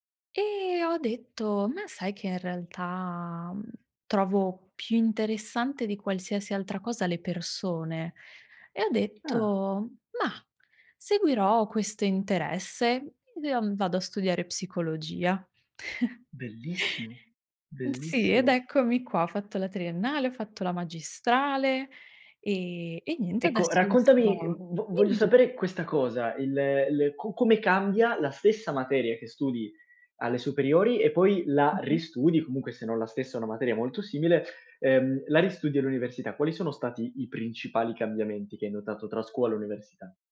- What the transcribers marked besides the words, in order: other background noise; chuckle
- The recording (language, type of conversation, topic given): Italian, podcast, Com’è stato il tuo percorso di studi e come ci sei arrivato?